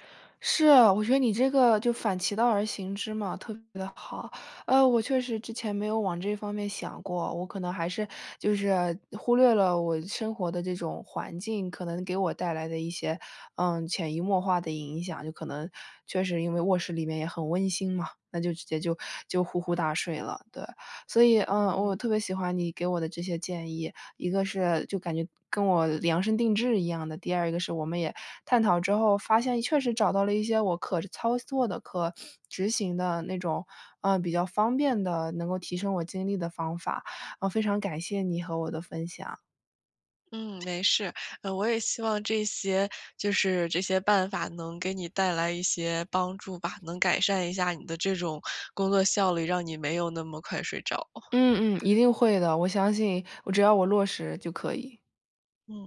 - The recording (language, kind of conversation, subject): Chinese, advice, 如何通过短暂休息来提高工作效率？
- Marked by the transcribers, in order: none